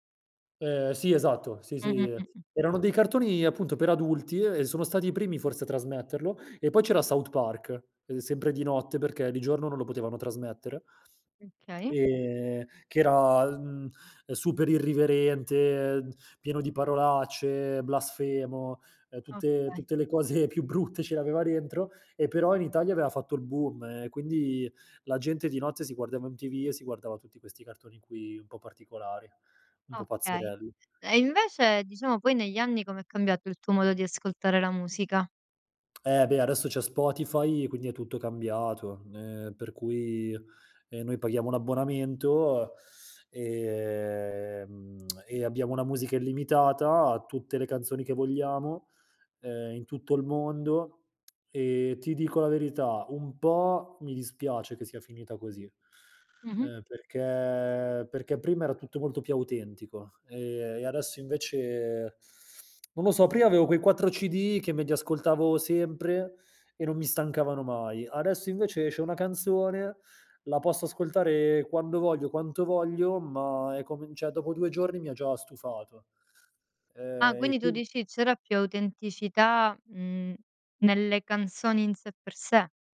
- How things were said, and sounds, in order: other background noise; lip smack; lip smack; teeth sucking; lip smack; "cioè" said as "ceh"
- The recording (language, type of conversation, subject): Italian, podcast, Qual è la colonna sonora della tua adolescenza?